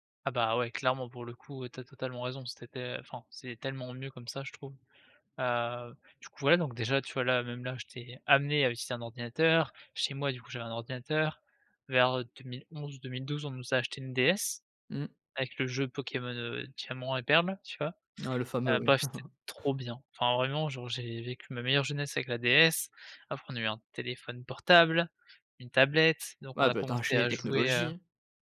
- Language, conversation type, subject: French, podcast, Comment as-tu découvert ce qui donne du sens à ta vie ?
- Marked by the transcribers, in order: chuckle